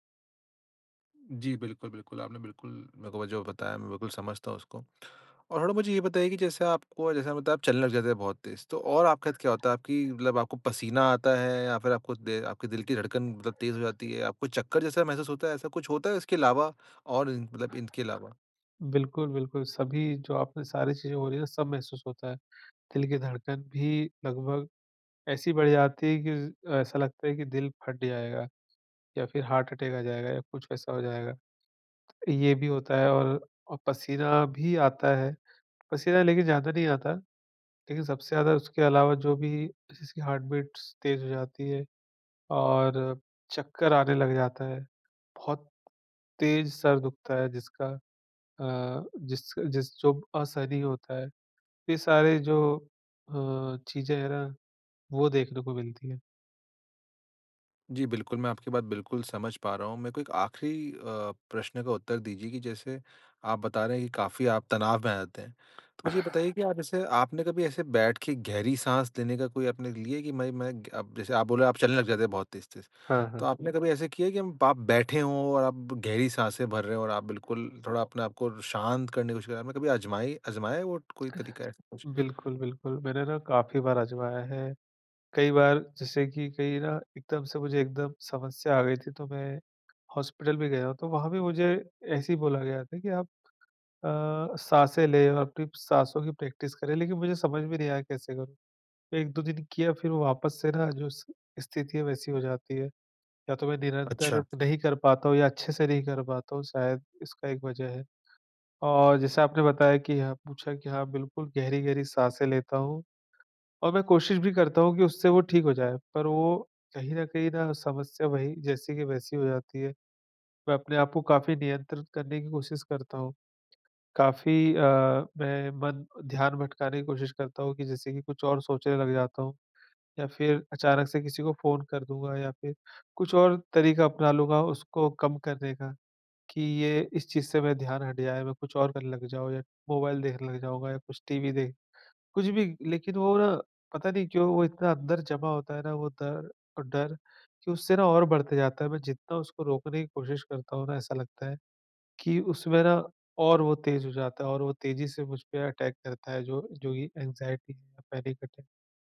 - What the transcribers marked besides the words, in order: in English: "हार्ट अटैक"; in English: "हार्ट बीट्स"; other background noise; in English: "प्रैक्टिस"; in English: "अटैक"; in English: "एंग्जयटी"; in English: "पैनिक अटैक"
- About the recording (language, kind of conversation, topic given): Hindi, advice, मैं गहरी साँसें लेकर तुरंत तनाव कैसे कम करूँ?